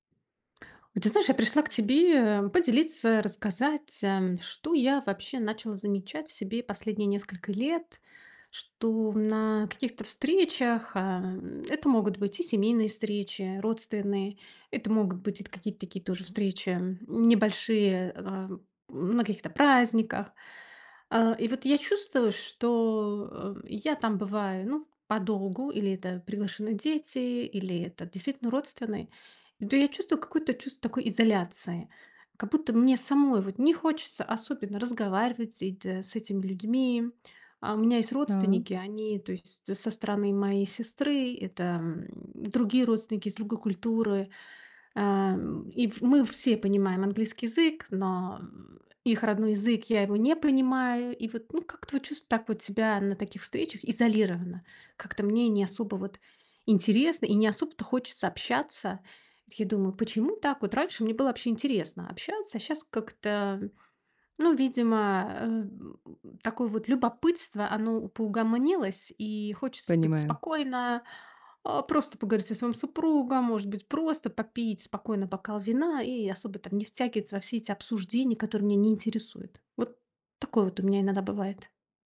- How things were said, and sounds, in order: none
- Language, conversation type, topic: Russian, advice, Почему я чувствую себя изолированным на вечеринках и встречах?